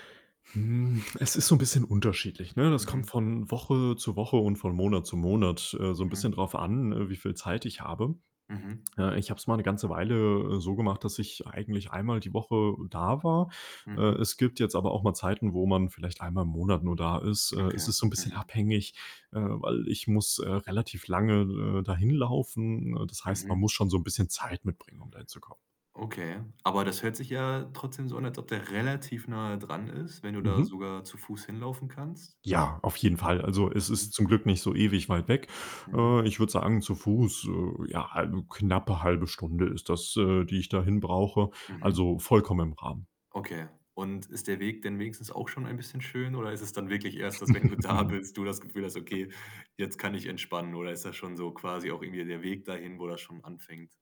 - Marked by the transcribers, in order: other background noise; giggle; laughing while speaking: "wenn du da bist"
- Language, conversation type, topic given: German, podcast, Warum beruhigt dich dein liebster Ort in der Natur?